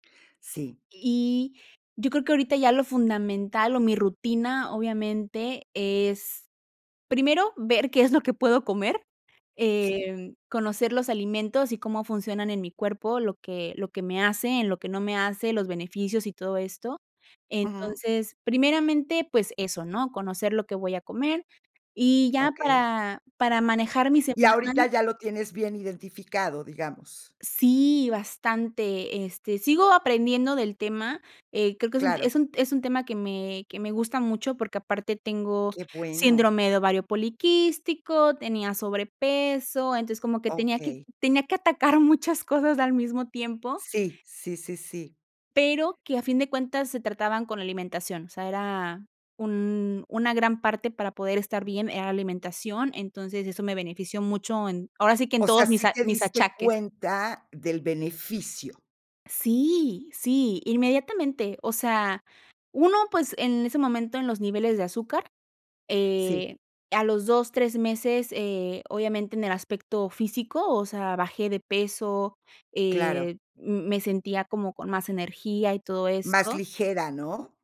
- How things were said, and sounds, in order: tapping; other background noise
- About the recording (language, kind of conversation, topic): Spanish, podcast, ¿Cómo te organizas para comer más sano cada semana?